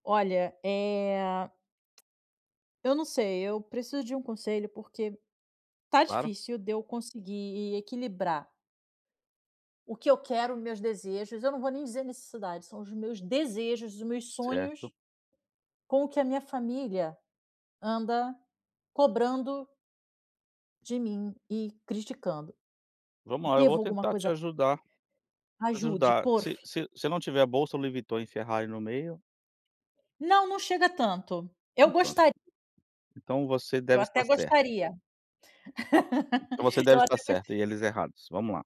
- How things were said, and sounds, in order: tapping; other background noise; laugh
- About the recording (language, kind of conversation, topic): Portuguese, advice, Como posso equilibrar minhas necessidades pessoais com as expectativas da família extensa sem conflito?